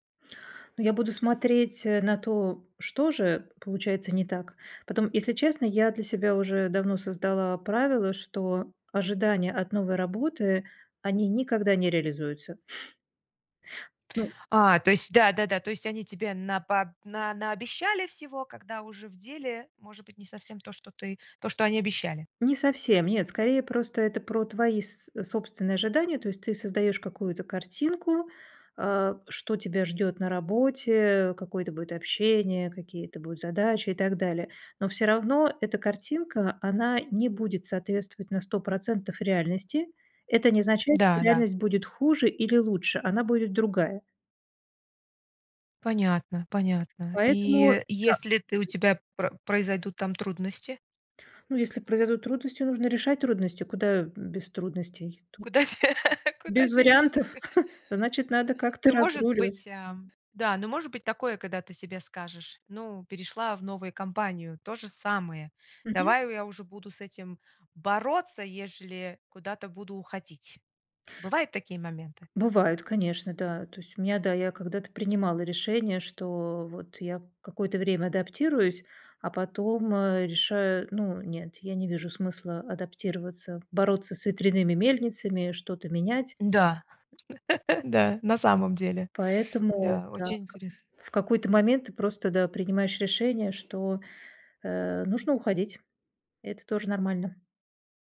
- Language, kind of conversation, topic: Russian, podcast, Что важнее при смене работы — деньги или её смысл?
- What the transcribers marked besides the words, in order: tapping; chuckle; other background noise; unintelligible speech; laughing while speaking: "де"; laugh; chuckle; other noise; chuckle